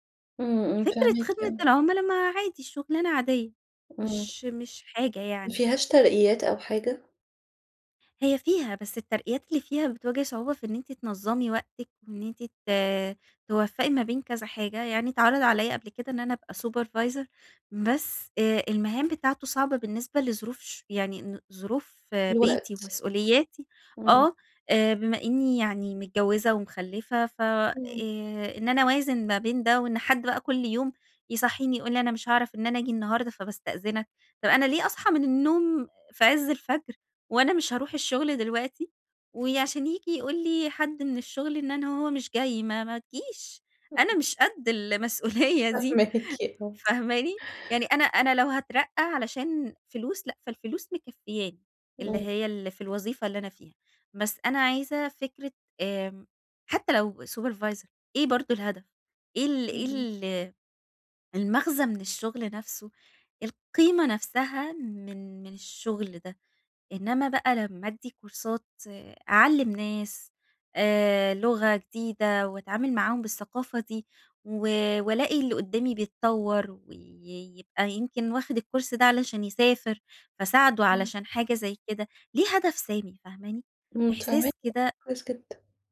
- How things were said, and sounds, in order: other background noise; in English: "supervisor"; laughing while speaking: "فاهماكِ"; laughing while speaking: "أنا مش قد المسؤولية دي فاهماني؟"; in English: "supervisor"; in English: "كورسات"; in English: "الCourse"; unintelligible speech
- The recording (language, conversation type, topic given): Arabic, advice, شعور إن شغلي مالوش معنى
- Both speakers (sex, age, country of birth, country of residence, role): female, 30-34, Egypt, Egypt, user; female, 35-39, Egypt, Egypt, advisor